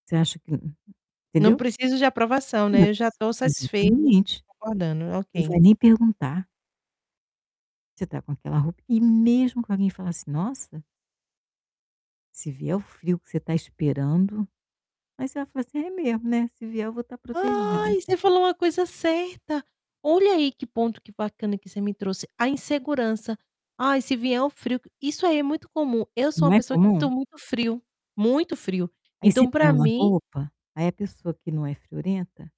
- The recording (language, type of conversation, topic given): Portuguese, advice, Como saber quando devo me defender de uma crítica e quando é melhor deixar passar?
- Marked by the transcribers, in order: static; other background noise; distorted speech